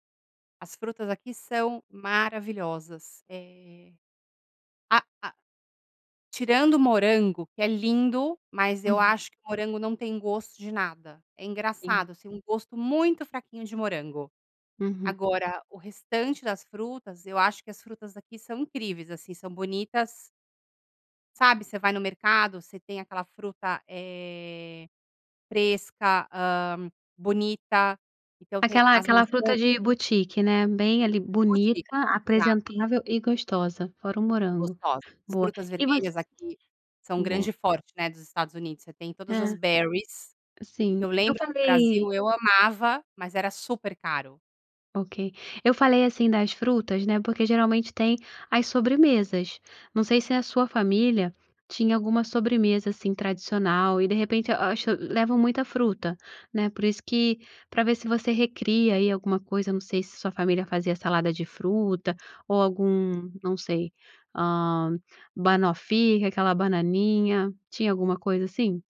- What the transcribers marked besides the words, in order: other background noise; in English: "berries"; in English: "banoffee"
- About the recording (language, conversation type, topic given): Portuguese, podcast, Qual é uma comida tradicional que reúne a sua família?